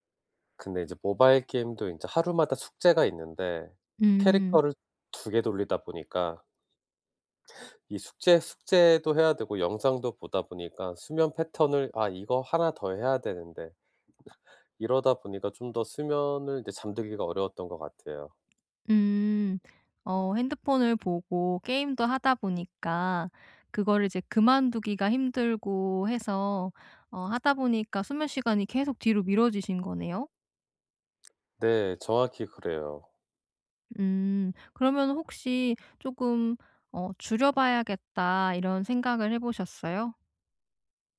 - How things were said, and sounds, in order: laugh
- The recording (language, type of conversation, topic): Korean, advice, 하루 일과에 맞춰 규칙적인 수면 습관을 어떻게 시작하면 좋을까요?